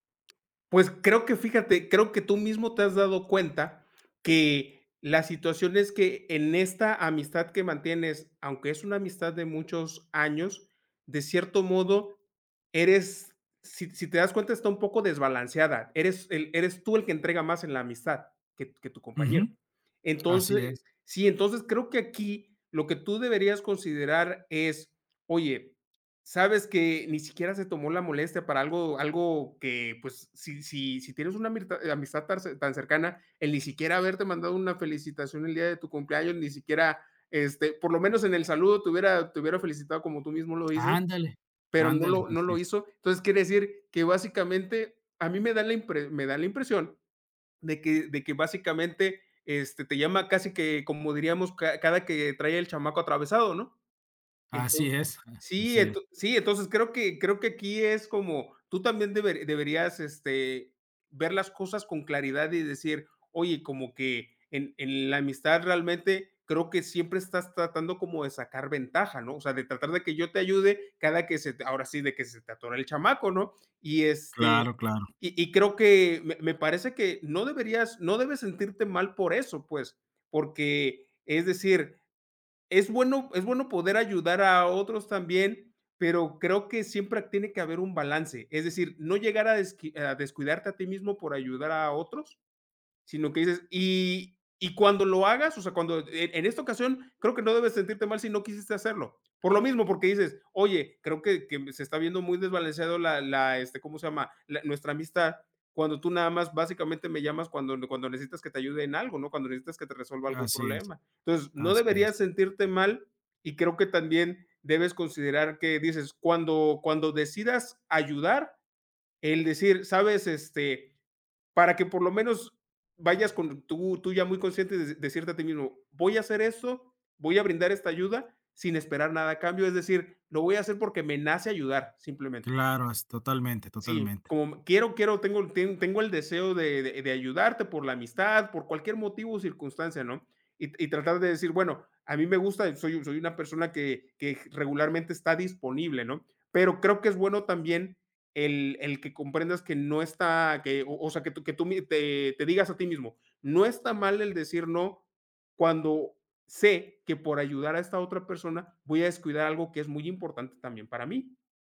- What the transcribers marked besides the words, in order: tapping; "amistad" said as "amirtad"; "tan" said as "tar"; chuckle
- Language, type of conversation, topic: Spanish, advice, ¿Cómo puedo aprender a decir que no cuando me piden favores o me hacen pedidos?